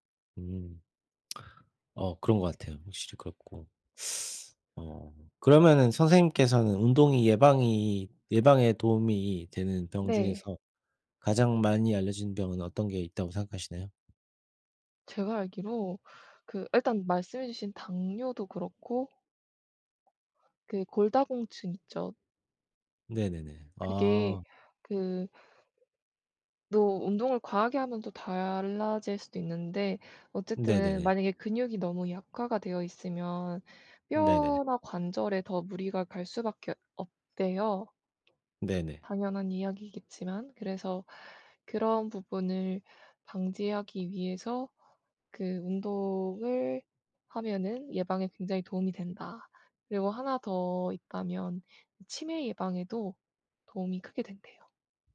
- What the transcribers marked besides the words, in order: lip smack; teeth sucking; other background noise
- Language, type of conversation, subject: Korean, unstructured, 운동을 시작하지 않으면 어떤 질병에 걸릴 위험이 높아질까요?